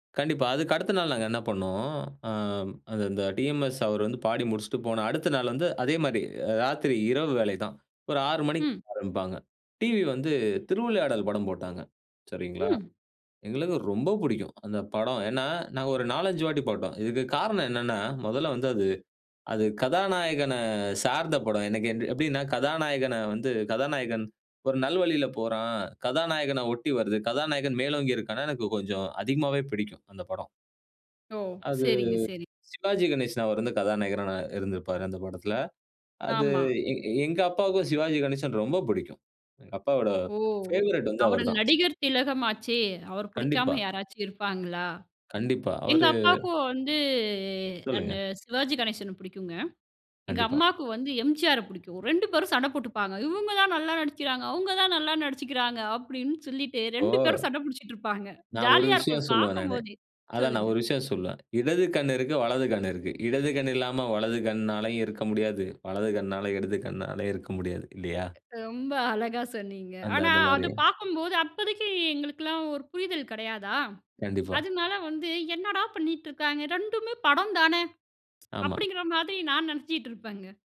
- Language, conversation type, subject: Tamil, podcast, ஒரு பாடல் உங்களுடைய நினைவுகளை எப்படித் தூண்டியது?
- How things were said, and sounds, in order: other background noise; tapping; drawn out: "வந்து"; chuckle; chuckle; tsk